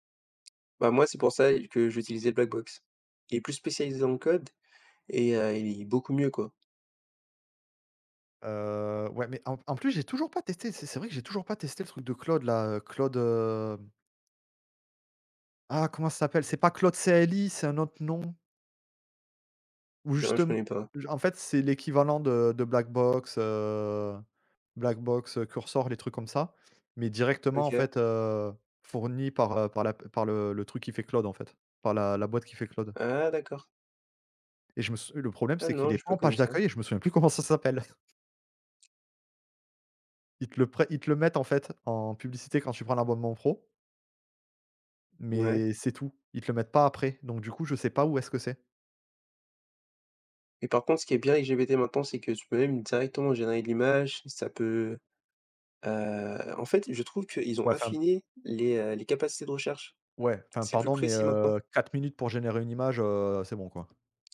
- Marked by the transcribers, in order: tapping; chuckle; other background noise
- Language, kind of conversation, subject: French, unstructured, Comment la technologie change-t-elle notre façon d’apprendre aujourd’hui ?